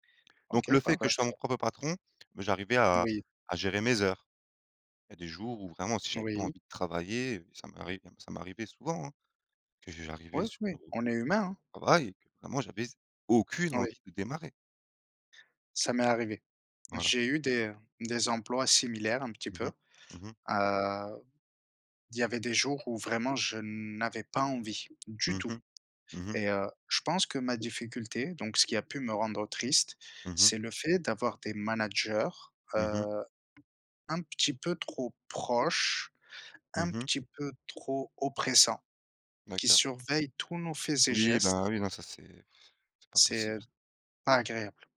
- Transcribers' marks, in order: tapping; other background noise
- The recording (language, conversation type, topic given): French, unstructured, Qu’est-ce qui te rend triste dans ta vie professionnelle ?